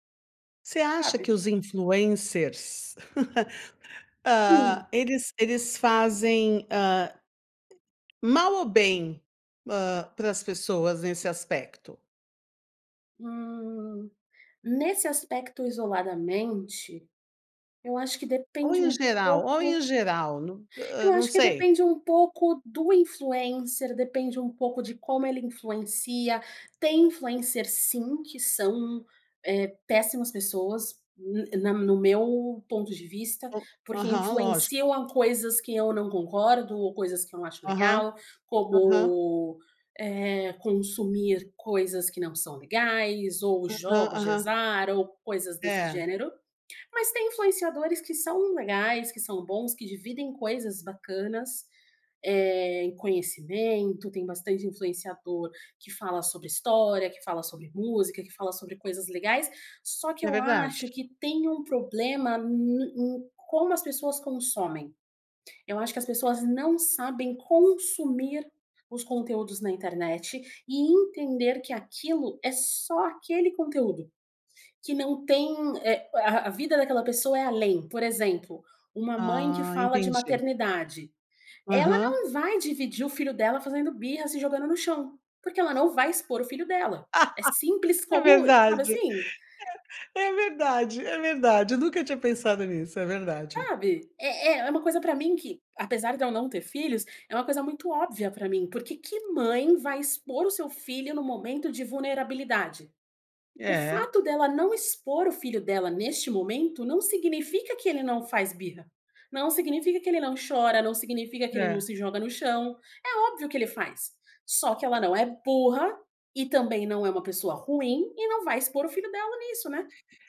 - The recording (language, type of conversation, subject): Portuguese, podcast, Como você equilibra a vida offline e o uso das redes sociais?
- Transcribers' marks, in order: laugh; laugh